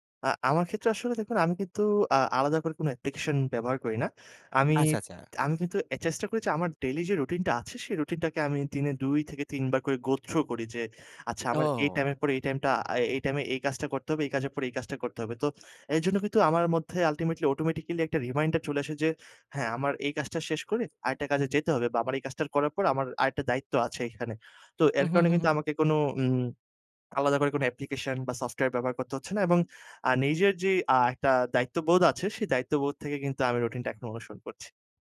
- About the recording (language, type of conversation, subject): Bengali, podcast, অনিচ্ছা থাকলেও রুটিন বজায় রাখতে তোমার কৌশল কী?
- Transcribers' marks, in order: in English: "go through"; in English: "ultimately, automatically"; in English: "reminder"